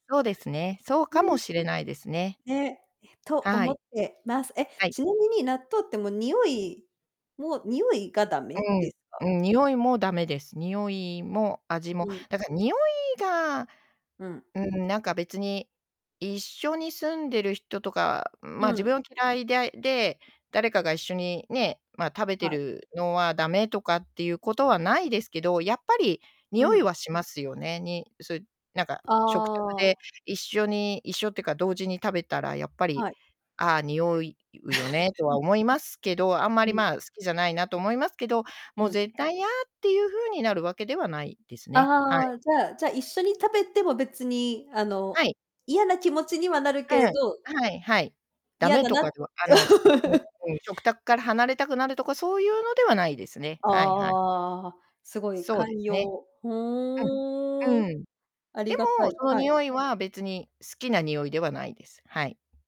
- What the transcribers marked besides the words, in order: laugh; distorted speech; laugh
- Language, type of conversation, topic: Japanese, unstructured, 納豆はお好きですか？その理由は何ですか？